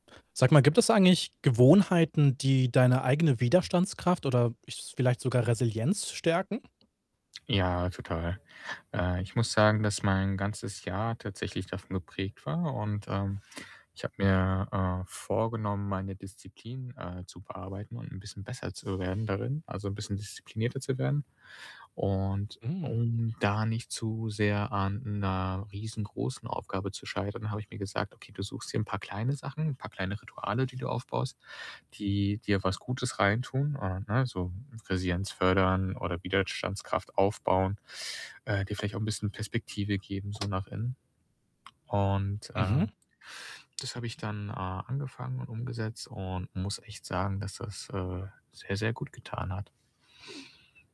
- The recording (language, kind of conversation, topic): German, podcast, Welche Gewohnheiten können deine Widerstandskraft stärken?
- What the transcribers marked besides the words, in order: other background noise; static